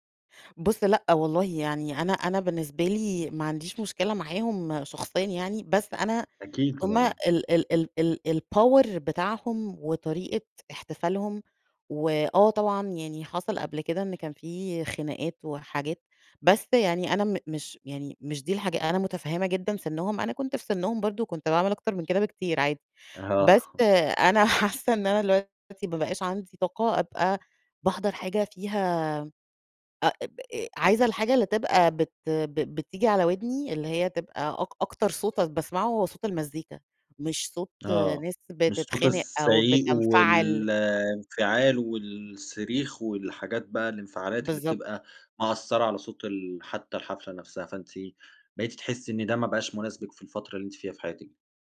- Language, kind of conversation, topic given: Arabic, podcast, إيه أكتر حاجة بتخلي الحفلة مميزة بالنسبالك؟
- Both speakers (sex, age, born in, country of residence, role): female, 35-39, Egypt, Egypt, guest; male, 30-34, Egypt, Germany, host
- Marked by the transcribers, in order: in English: "الpower"; laughing while speaking: "آه"; laughing while speaking: "حاسّة"